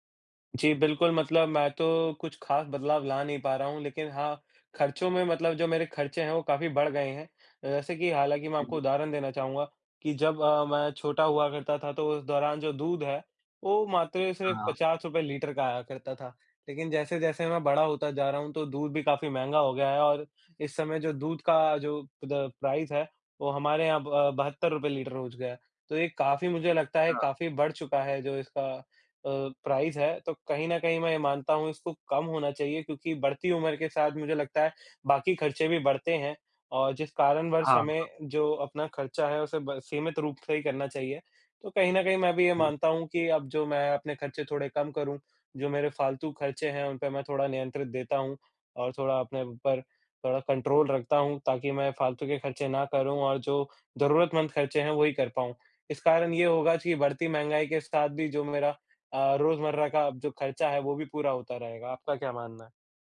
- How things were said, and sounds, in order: in English: "प्राइस"; in English: "प्राइस"; in English: "कंट्रोल"
- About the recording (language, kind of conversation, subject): Hindi, unstructured, हमारे देश में बढ़ती महंगाई के बारे में आप क्या कहना चाहेंगे?